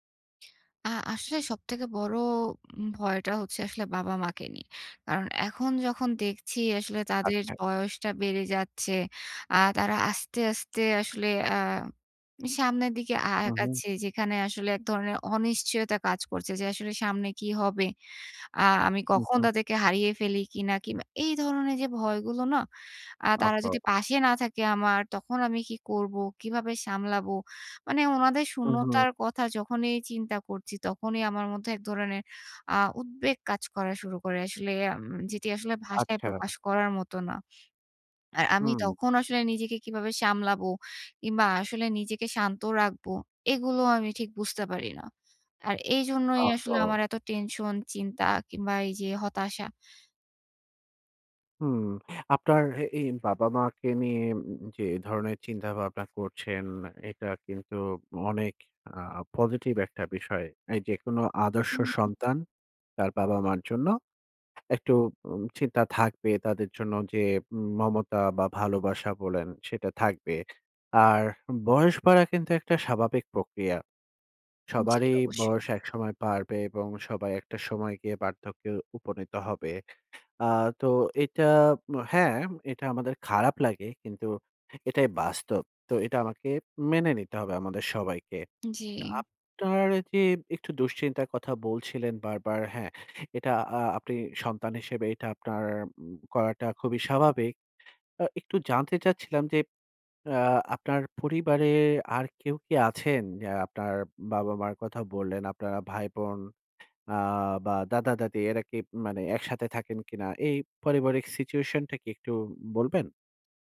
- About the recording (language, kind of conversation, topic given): Bengali, advice, মা-বাবার বয়স বাড়লে তাদের দেখাশোনা নিয়ে আপনি কীভাবে ভাবছেন?
- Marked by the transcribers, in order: none